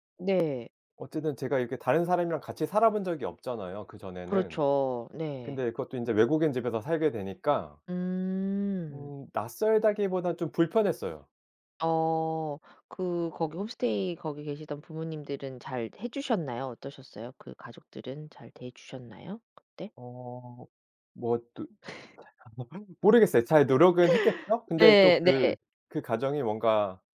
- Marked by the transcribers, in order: tapping; other background noise; laugh
- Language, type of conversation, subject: Korean, podcast, 첫 혼자 여행은 어땠어요?